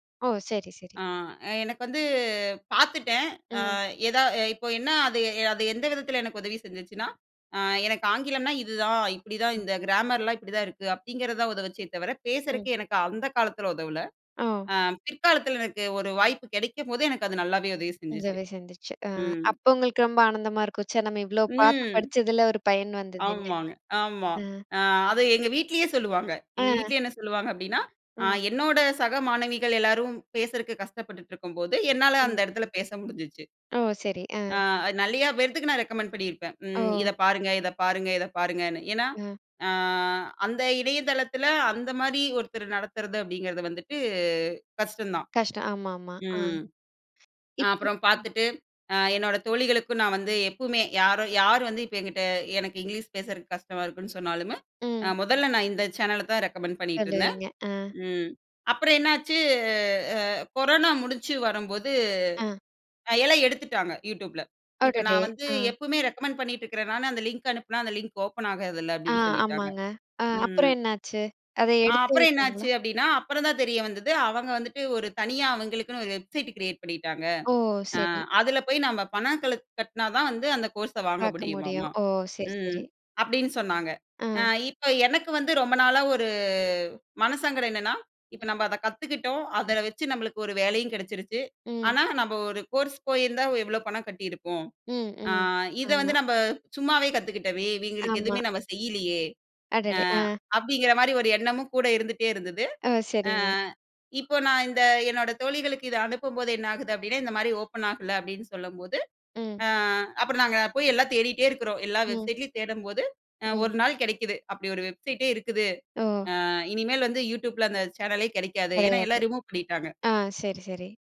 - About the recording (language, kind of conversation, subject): Tamil, podcast, உங்கள் நெஞ்சத்தில் நிற்கும் ஒரு பழைய தொலைக்காட்சி நிகழ்ச்சியை விவரிக்க முடியுமா?
- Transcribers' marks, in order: drawn out: "வந்து"; drawn out: "ம்"; "நிறைய" said as "நலியா"; in English: "ரெக்கமண்ட்"; in English: "ரெக்கமெண்ட்"; in English: "ரெக்கமெண்ட்"; put-on voice: "அடடே!"; in English: "லிங்க்"; in English: "வெப்சைட் கிரியேட்"; in English: "வெப்சைட்"; in English: "வெப்சைட்"; in English: "ரிமூவ்"